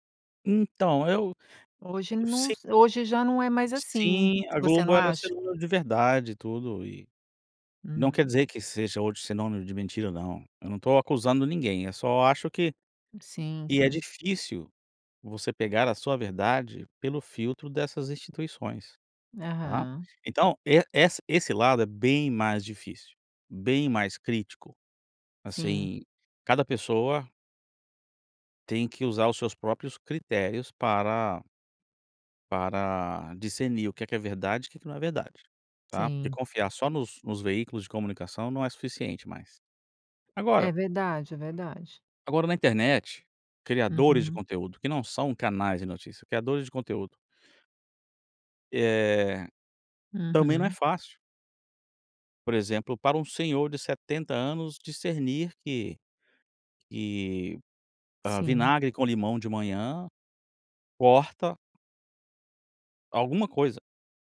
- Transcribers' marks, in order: tapping
- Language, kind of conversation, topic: Portuguese, podcast, O que faz um conteúdo ser confiável hoje?